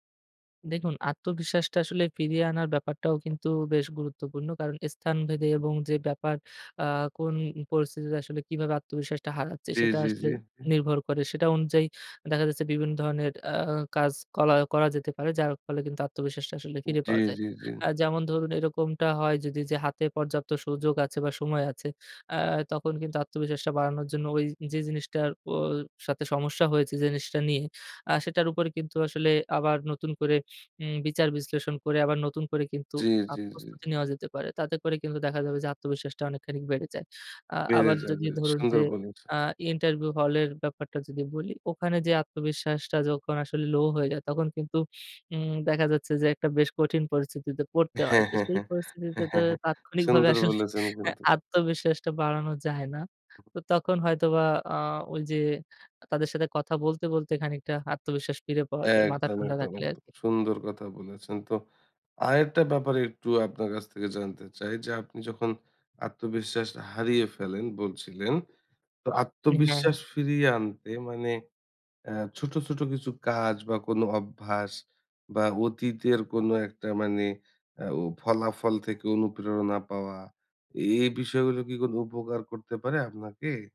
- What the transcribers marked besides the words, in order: other background noise; giggle; laughing while speaking: "তাৎক্ষণিকভাবে আসলে"
- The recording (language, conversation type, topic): Bengali, podcast, আপনি আত্মবিশ্বাস হারানোর পর কীভাবে আবার আত্মবিশ্বাস ফিরে পেয়েছেন?